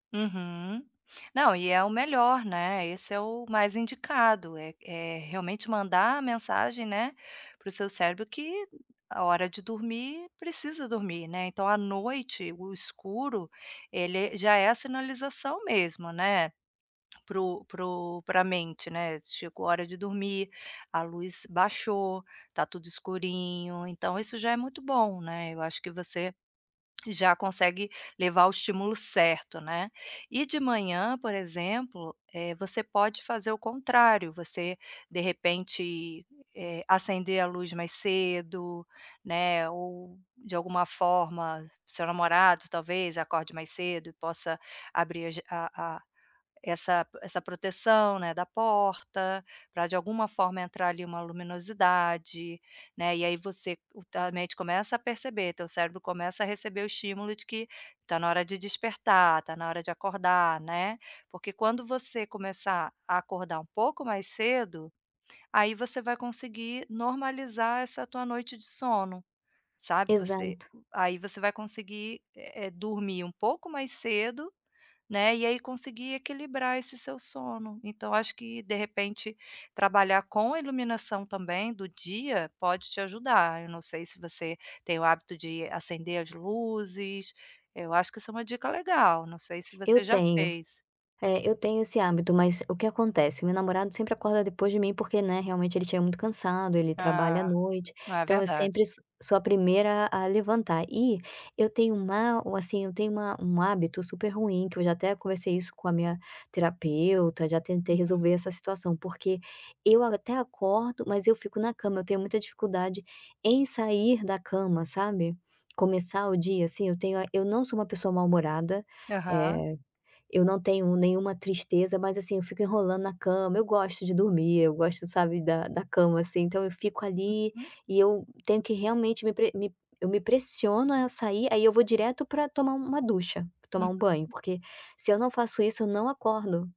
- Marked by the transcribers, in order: unintelligible speech; tapping
- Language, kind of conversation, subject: Portuguese, advice, Como posso melhorar os meus hábitos de sono e acordar mais disposto?